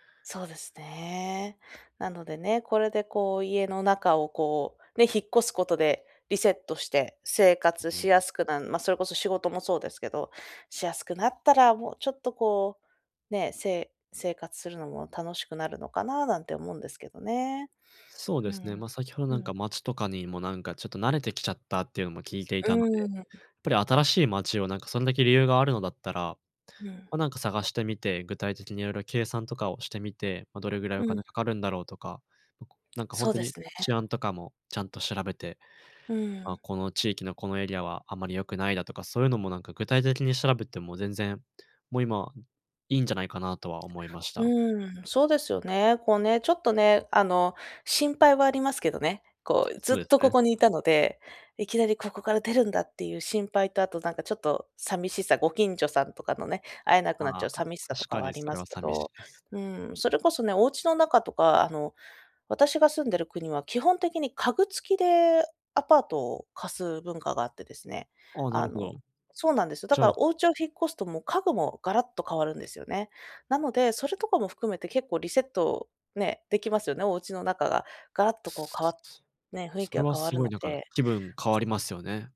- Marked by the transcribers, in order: unintelligible speech; other background noise
- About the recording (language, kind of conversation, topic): Japanese, advice, 引っ越して生活をリセットするべきか迷っていますが、どう考えればいいですか？